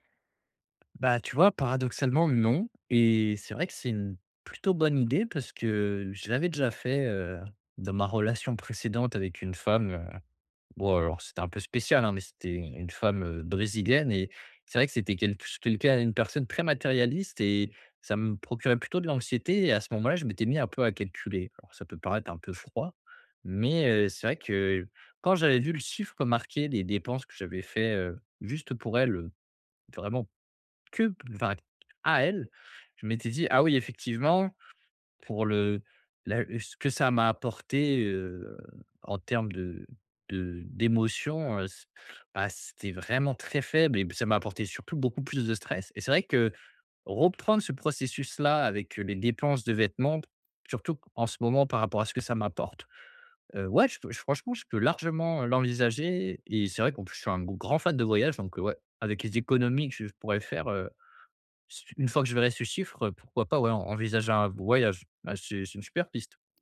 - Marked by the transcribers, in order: tapping
- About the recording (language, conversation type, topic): French, advice, Comment puis-je mieux contrôler mes achats impulsifs au quotidien ?